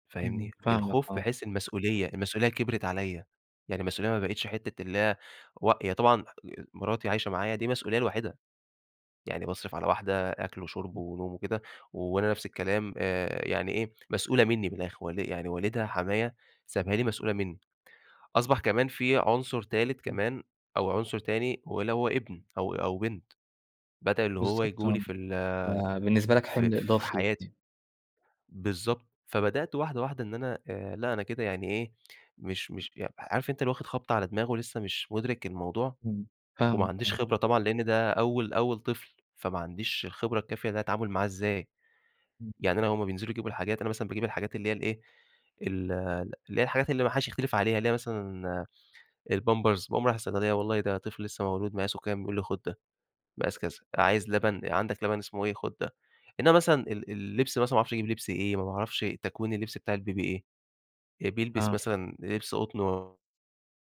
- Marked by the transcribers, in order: unintelligible speech
- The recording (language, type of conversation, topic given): Arabic, advice, إزاي كانت بداية رحلة الأبوة أو الأمومة عندك، وإيه اللي كان مخليك حاسس إنك مش جاهز وخايف؟